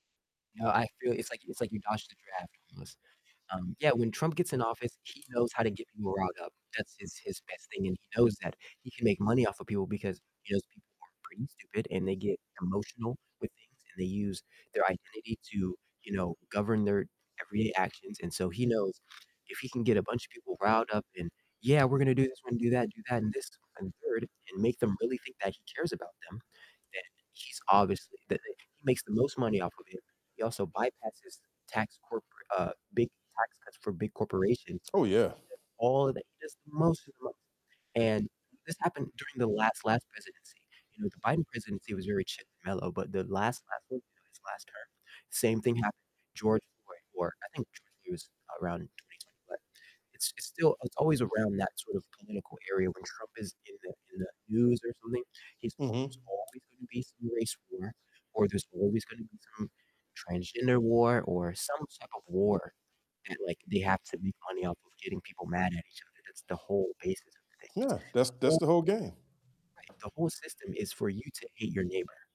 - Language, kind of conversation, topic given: English, unstructured, How should leaders address corruption in government?
- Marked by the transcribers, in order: distorted speech; tapping; other background noise